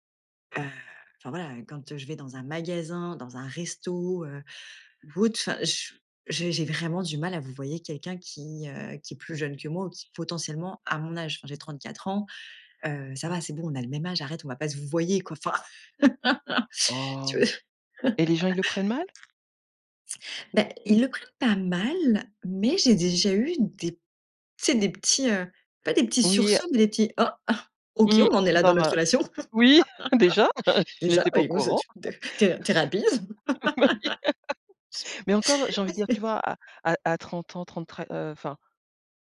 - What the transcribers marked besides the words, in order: unintelligible speech; other background noise; laugh; put-on voice: "oh ? Ah OK, on en … tu es rapide"; laughing while speaking: "oui, déjà ? Je n'étais pas au courant. Bah oui"; put-on voice: "oui, déjà ? Je n'étais pas au courant"; laugh; laugh
- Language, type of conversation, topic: French, podcast, Comment ajustez-vous votre ton en fonction de votre interlocuteur ?